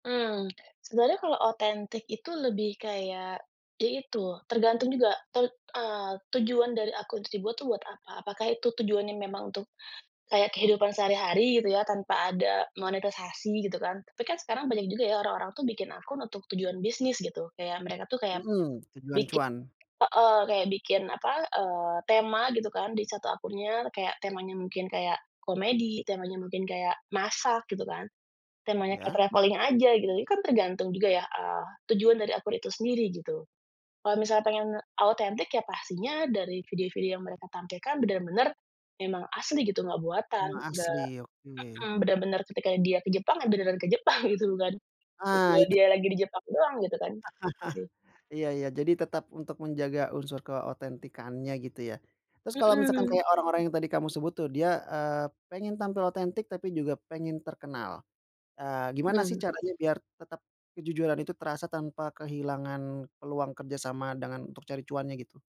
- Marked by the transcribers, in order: tapping; in English: "traveling"; laughing while speaking: "Jepang, gitu"; chuckle
- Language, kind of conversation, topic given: Indonesian, podcast, Apa tipsmu supaya akun media sosial terasa otentik?